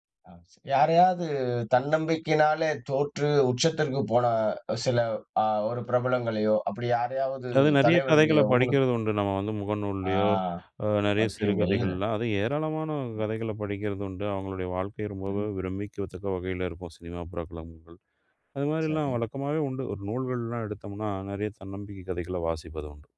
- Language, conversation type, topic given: Tamil, podcast, நீங்கள் தன்னம்பிக்கையை அதிகரிக்க என்னென்ன உடை அலங்கார மாற்றங்களை செய்தீர்கள்?
- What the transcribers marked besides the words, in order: other noise; drawn out: "ஆ"